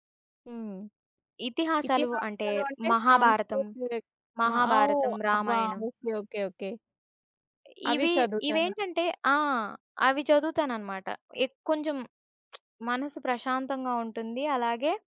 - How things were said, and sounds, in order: lip smack
- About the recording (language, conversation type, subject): Telugu, podcast, రాత్రి మంచి నిద్ర కోసం మీరు పాటించే నిద్రకు ముందు అలవాట్లు ఏమిటి?